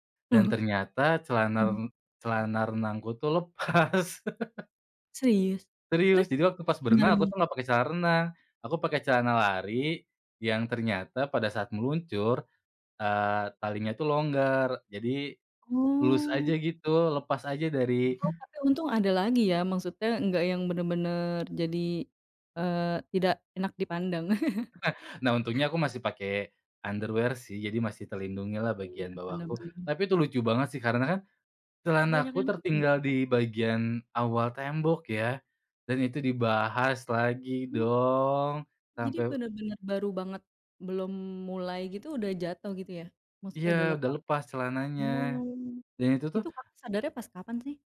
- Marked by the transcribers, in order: other background noise; laughing while speaking: "lepas"; laugh; in English: "loose"; laugh; chuckle; in English: "underwear"; drawn out: "dong"
- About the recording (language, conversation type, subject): Indonesian, podcast, Apa momen paling lucu atau paling aneh yang pernah kamu alami saat sedang menjalani hobimu?